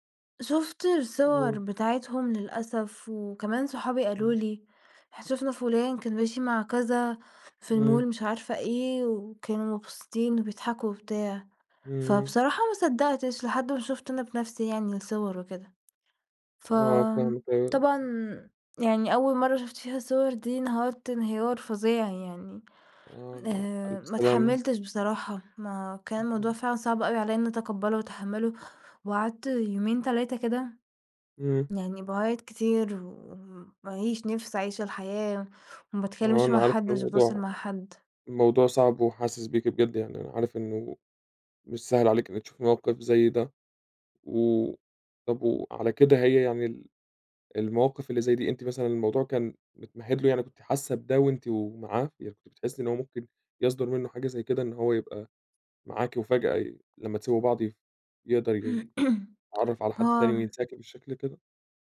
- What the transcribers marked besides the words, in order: in English: "المول"; tapping; unintelligible speech; throat clearing
- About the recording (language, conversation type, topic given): Arabic, advice, إزاي أتعامل لما أشوف شريكي السابق مع حد جديد؟